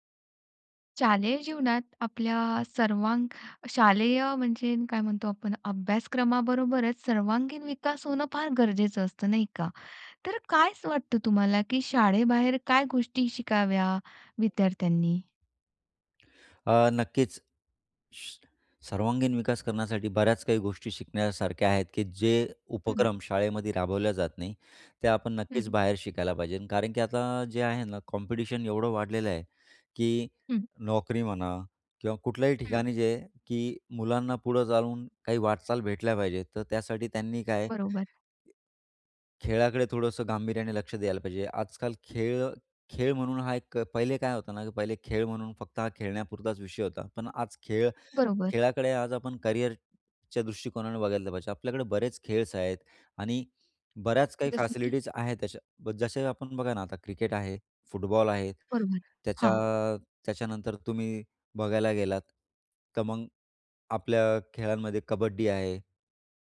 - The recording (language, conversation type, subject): Marathi, podcast, शाळेबाहेर कोणत्या गोष्टी शिकायला हव्यात असे तुम्हाला वाटते, आणि का?
- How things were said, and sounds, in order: shush; in English: "कॉम्पिटिशन"; tapping; in English: "करिअरच्या"; in English: "फॅसिलिटीज"